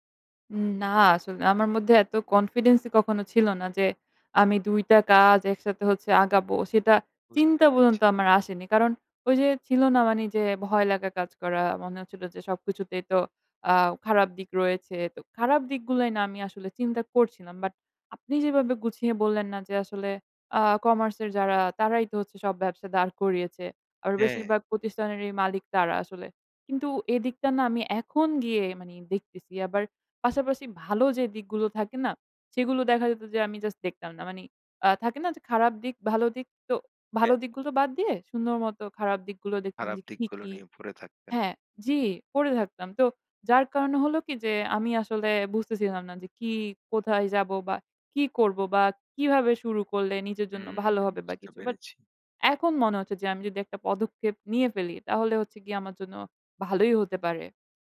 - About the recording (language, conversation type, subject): Bengali, advice, জীবনে স্থায়ী লক্ষ্য না পেয়ে কেন উদ্দেশ্যহীনতা অনুভব করছেন?
- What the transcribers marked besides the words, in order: in English: "কনফিডেন্স"; "মানে" said as "মানি"; "মানে" said as "মানি"